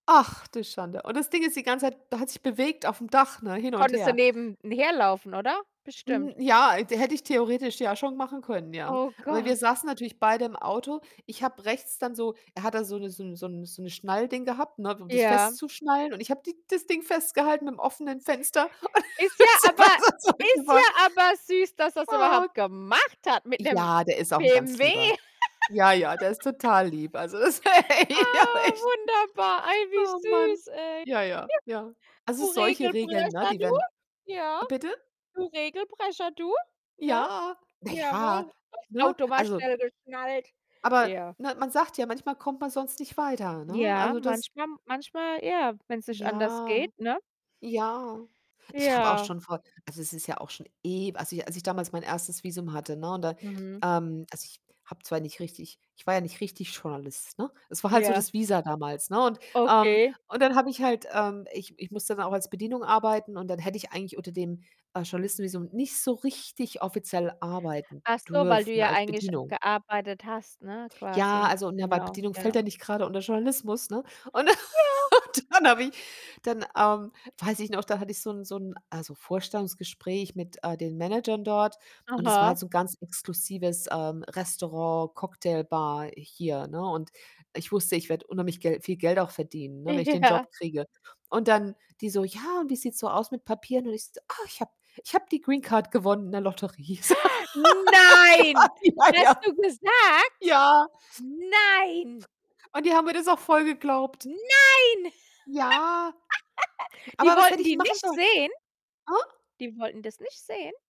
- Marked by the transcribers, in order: other background noise; laughing while speaking: "und dann ist er besser zurückgefahren"; stressed: "gemacht"; giggle; unintelligible speech; laughing while speaking: "echt"; distorted speech; static; unintelligible speech; laughing while speaking: "und und dann habe ich"; laughing while speaking: "Ja"; gasp; surprised: "Nein"; anticipating: "hast du gesagt?"; giggle; laughing while speaking: "So, oh Gott, ja, ja"; background speech; giggle
- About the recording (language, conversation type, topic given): German, unstructured, Wann ist es in Ordnung, Regeln zu brechen?